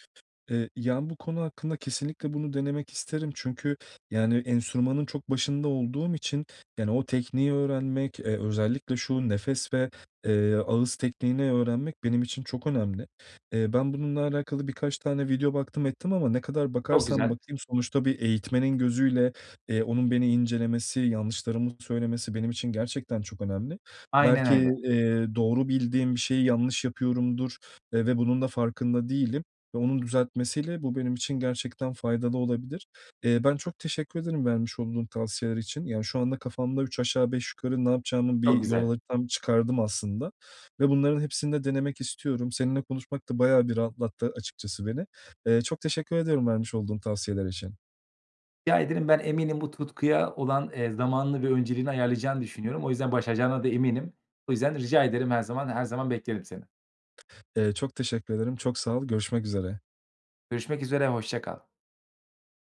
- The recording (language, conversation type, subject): Turkish, advice, Tutkuma daha fazla zaman ve öncelik nasıl ayırabilirim?
- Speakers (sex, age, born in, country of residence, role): male, 25-29, Turkey, Bulgaria, advisor; male, 30-34, Turkey, Portugal, user
- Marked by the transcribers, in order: tapping; other background noise